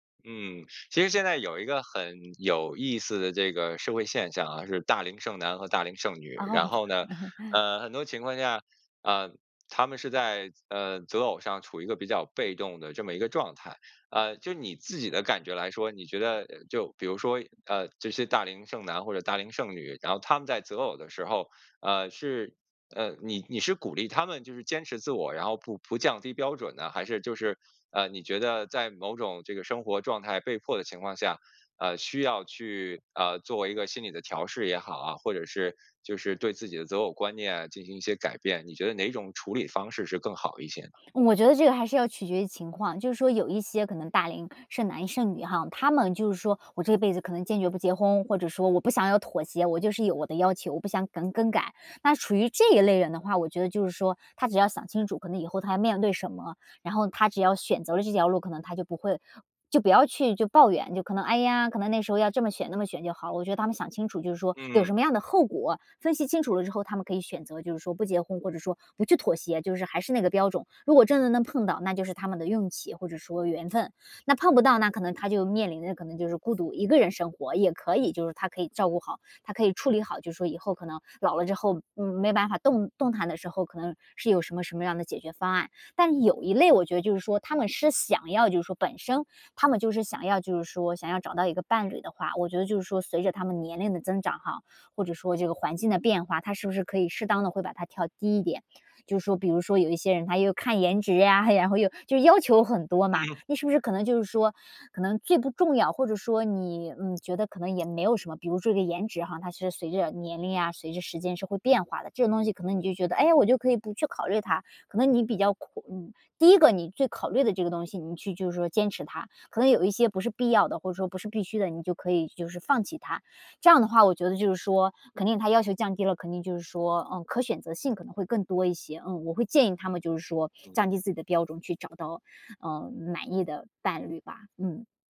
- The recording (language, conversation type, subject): Chinese, podcast, 选择伴侣时你最看重什么？
- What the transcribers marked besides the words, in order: other background noise; laugh; tapping; laughing while speaking: "然后又"